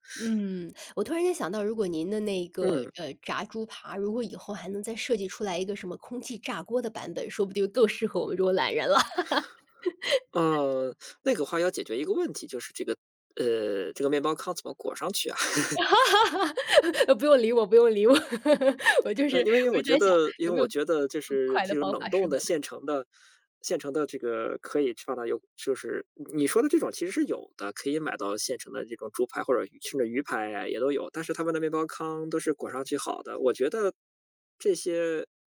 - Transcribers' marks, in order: laughing while speaking: "了"; laugh; laugh; laughing while speaking: "不用理我 不用理我，我就是 我就在想"
- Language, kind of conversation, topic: Chinese, podcast, 你能分享一道简单快手菜的做法吗？